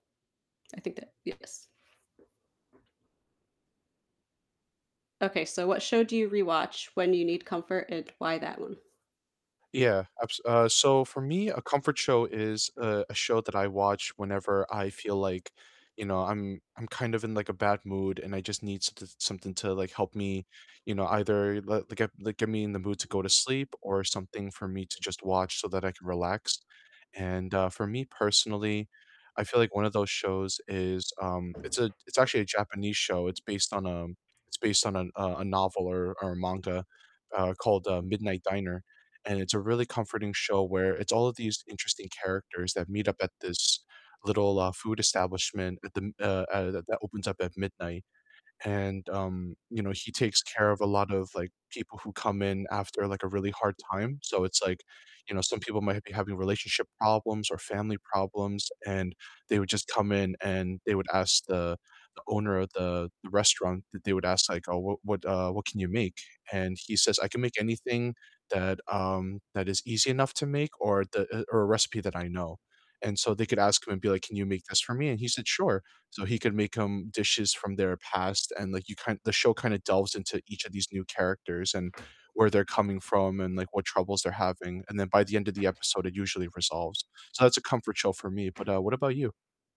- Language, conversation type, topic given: English, unstructured, Which comfort shows do you rewatch for a pick-me-up, and what makes them your cozy go-tos?
- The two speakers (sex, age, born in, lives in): female, 30-34, United States, United States; male, 25-29, United States, United States
- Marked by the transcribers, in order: tapping; other background noise